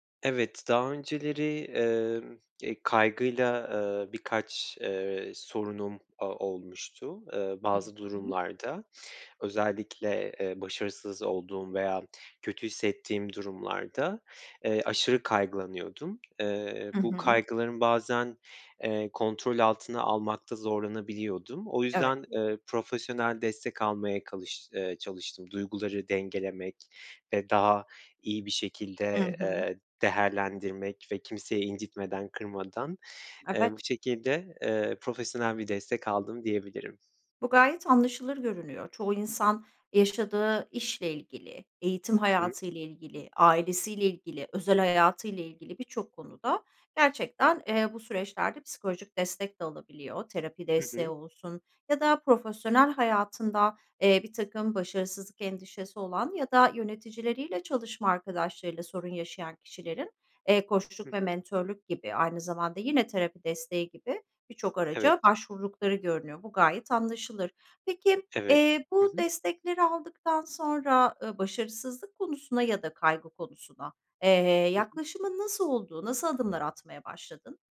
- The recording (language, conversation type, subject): Turkish, podcast, Başarısızlıkla karşılaştığında ne yaparsın?
- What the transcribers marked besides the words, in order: other background noise; "değerlendirmek" said as "deherlendirmek"; tapping